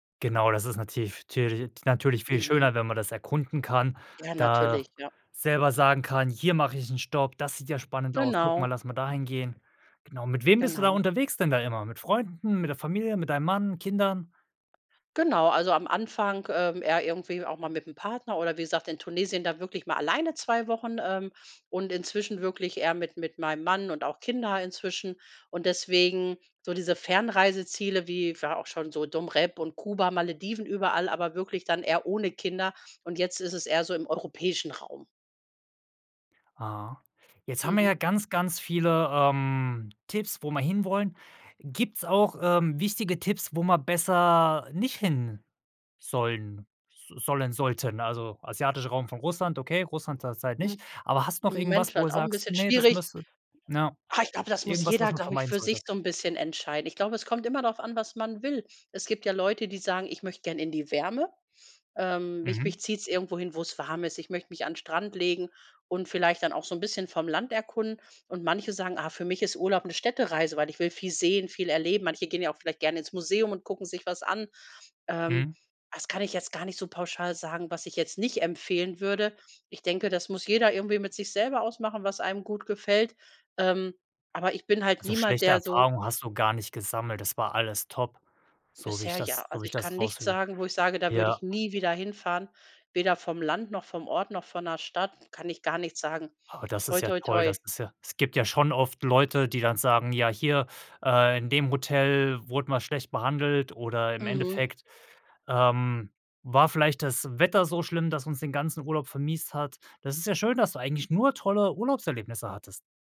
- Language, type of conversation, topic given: German, podcast, Wie findest du lokale Geheimtipps, statt nur die typischen Touristenorte abzuklappern?
- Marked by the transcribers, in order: anticipating: "mit wem bist du da unterwegs denn da immer?"; stressed: "nicht"; stressed: "nicht"; stressed: "nie"; stressed: "nur"